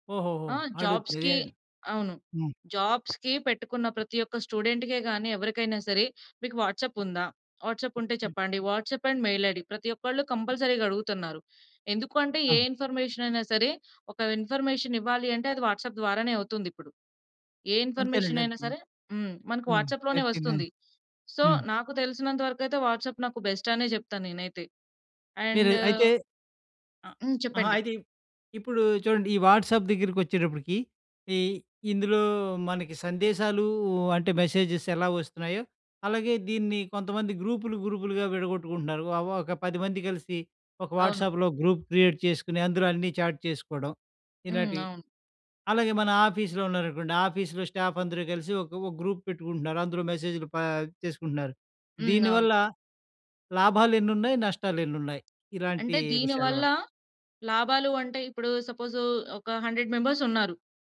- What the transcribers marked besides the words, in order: in English: "జాబ్స్‌కి"; in English: "జాబ్స్‌కి"; in English: "స్టూడెంట్‌కే"; in English: "వాట్సాప్"; in English: "వాట్సాప్"; in English: "వాట్సాప్ అండ్ మెయిల్ ఐడీ"; in English: "కంపల్సరీగా"; in English: "ఇన్ఫర్మేషన్"; in English: "ఇన్ఫర్మేషన్"; in English: "వాట్సాప్"; in English: "ఇన్ఫర్మేషన్"; in English: "వాట్సాప్‌లోనే"; in English: "సో"; in English: "వాట్సాప్"; in English: "బెస్ట్"; in English: "వాట్సాప్"; in English: "మెసేజెస్"; in English: "వాట్సాప్‌లో గ్రూప్ క్రియేట్"; in English: "చాట్"; in English: "ఆఫీస్‌లో"; in English: "ఆఫీస్‌లో స్టాఫ్"; in English: "గ్రూప్"; in English: "హండ్రెడ్ మెంబర్స్"
- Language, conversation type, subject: Telugu, podcast, వాట్సాప్ గ్రూప్‌లు మన సమస్యలకు ఉపశమనమా, లేక ఆందోళనకా?